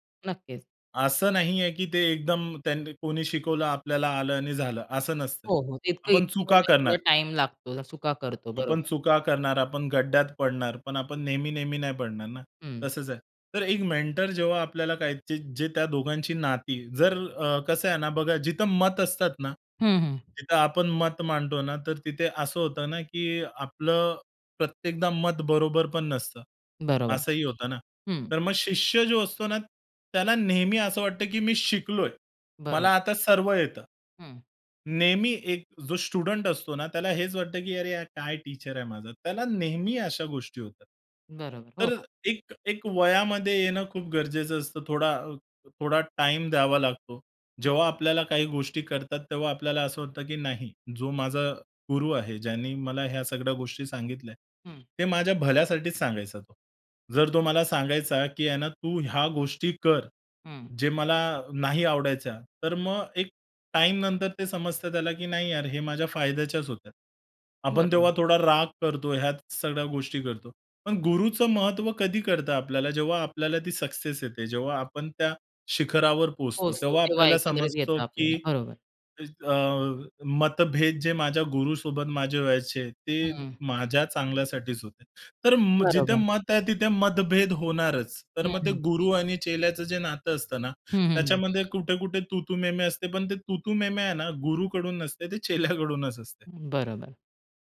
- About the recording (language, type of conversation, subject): Marathi, podcast, तुम्ही मेंटर निवडताना कोणत्या गोष्टी लक्षात घेता?
- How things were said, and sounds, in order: tapping; "खड्ड्यात" said as "गड्ड्यात"; other background noise; in English: "मेंटर"; horn; in English: "स्टुडंट"; in English: "टीचर"; laughing while speaking: "चेल्याकडूनच"